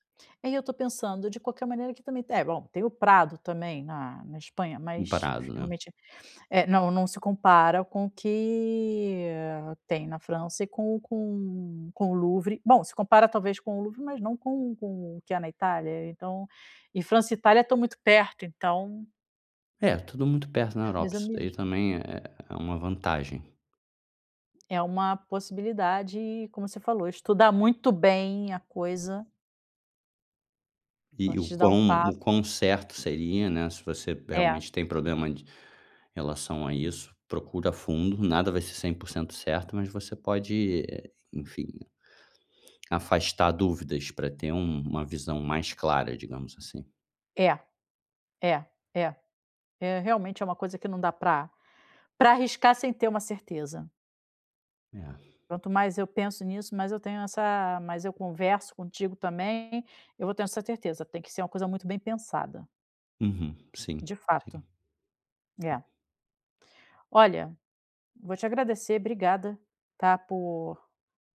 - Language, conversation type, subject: Portuguese, advice, Como posso trocar de carreira sem garantias?
- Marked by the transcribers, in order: none